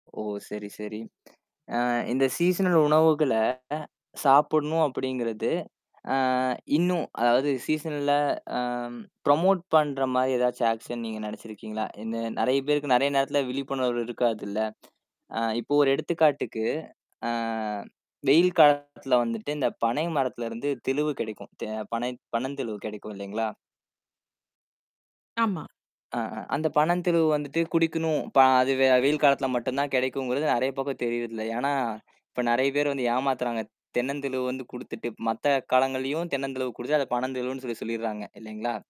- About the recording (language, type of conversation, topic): Tamil, podcast, பருவத்திற்கேற்ற உணவுகளைச் சாப்பிடுவதால் நமக்கு என்னென்ன நன்மைகள் கிடைக்கின்றன?
- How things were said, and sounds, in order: lip smack; in English: "சீசனல்"; distorted speech; other noise; in English: "சீசன்ல்ல ஆ ப்ரமோட்"; in English: "ஆக்ஷன்"; lip smack; drawn out: "ஆ"; mechanical hum; other background noise; "பேருக்கு" said as "பேக்கு"